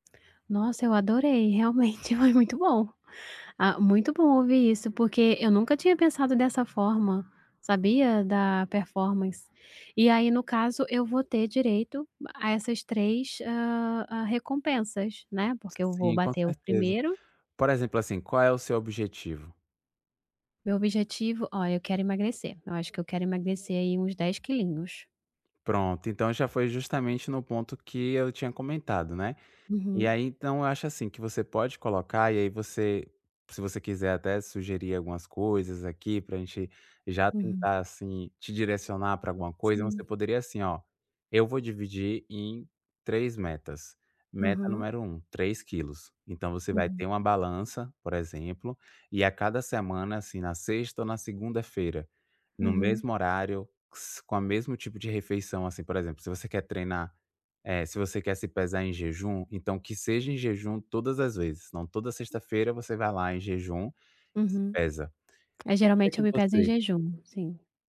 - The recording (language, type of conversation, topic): Portuguese, advice, Como posso planejar pequenas recompensas para manter minha motivação ao criar hábitos positivos?
- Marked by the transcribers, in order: laughing while speaking: "foi"; tapping; other background noise